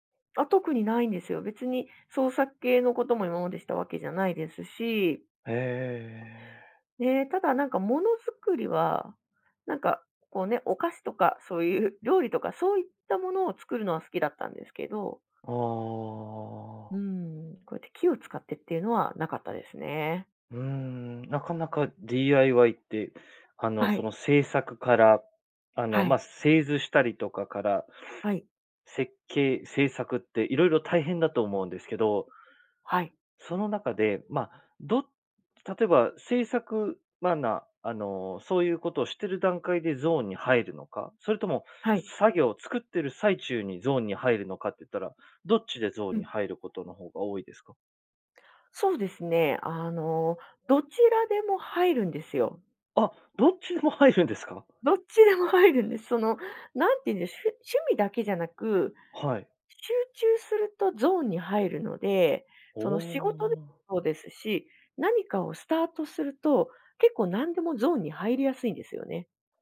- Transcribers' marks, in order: laughing while speaking: "入るんですか？"; laughing while speaking: "どっちでも"
- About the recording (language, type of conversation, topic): Japanese, podcast, 趣味に没頭して「ゾーン」に入ったと感じる瞬間は、どんな感覚ですか？